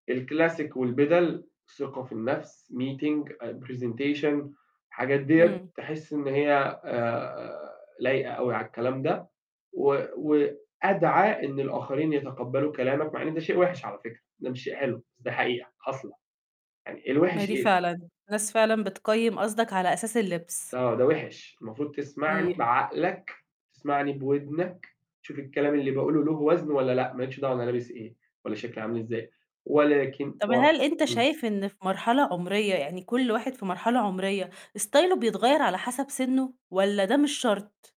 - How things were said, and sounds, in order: in English: "الclassic"; in English: "meeting"; in English: "presentation"; in English: "ستايله"; other noise
- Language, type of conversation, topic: Arabic, podcast, إيه اللي خلاك تفكر تعيد اختراع ستايلك؟